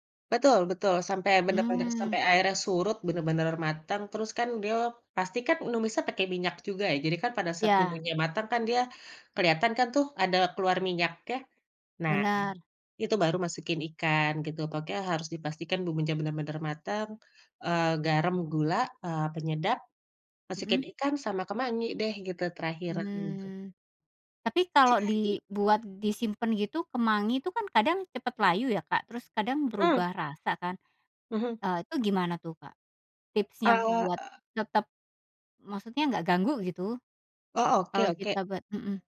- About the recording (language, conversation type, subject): Indonesian, podcast, Pengalaman memasak apa yang paling sering kamu ulangi di rumah, dan kenapa?
- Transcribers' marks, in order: other background noise